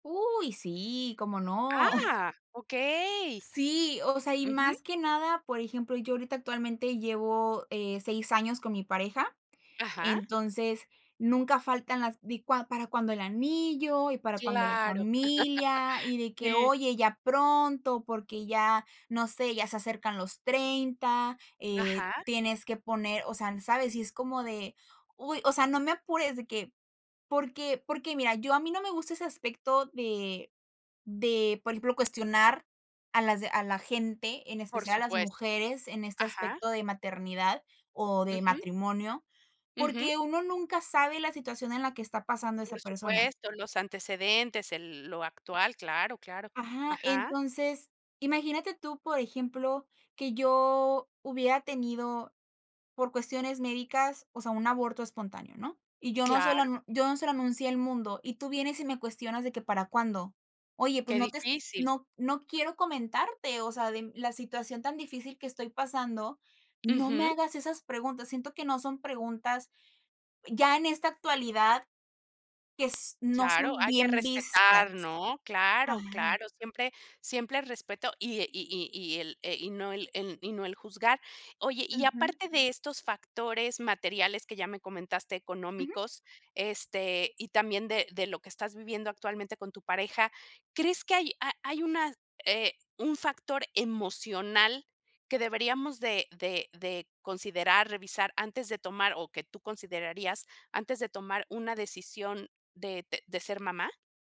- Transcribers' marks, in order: chuckle; other background noise; laugh
- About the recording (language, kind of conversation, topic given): Spanish, podcast, ¿Cómo decides si quieres tener hijos?